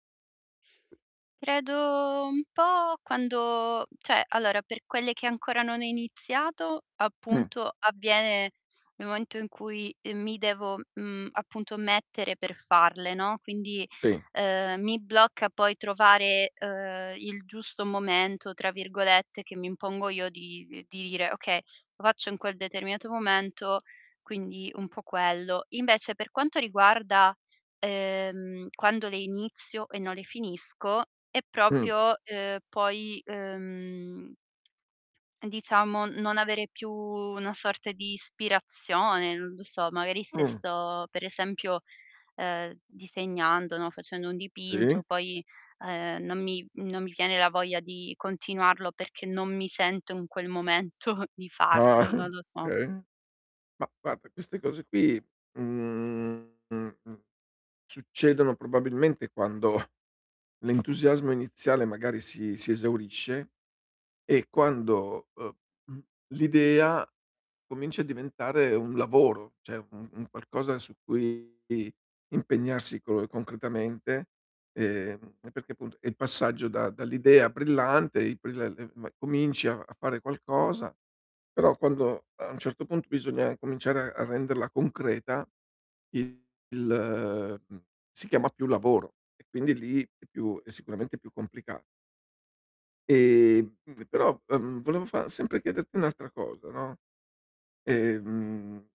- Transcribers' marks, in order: tapping; drawn out: "Credo"; "cioè" said as "ceh"; other background noise; "proprio" said as "propio"; drawn out: "ehm"; chuckle; distorted speech; "Okay" said as "kay"; chuckle; "cioè" said as "ceh"; unintelligible speech; drawn out: "Ehm"; drawn out: "ehm"
- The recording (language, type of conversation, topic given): Italian, advice, Come posso riuscire a portare a termine le mie idee invece di lasciarle a metà?